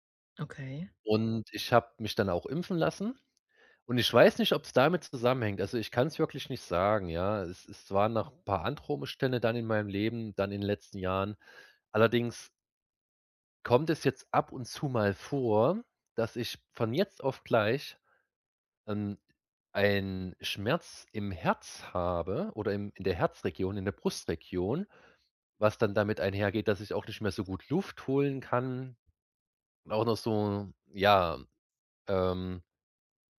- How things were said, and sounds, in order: other background noise
- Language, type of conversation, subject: German, advice, Wie beschreibst du deine Angst vor körperlichen Symptomen ohne klare Ursache?
- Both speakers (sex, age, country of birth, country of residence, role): female, 30-34, Germany, Germany, advisor; male, 30-34, Germany, Germany, user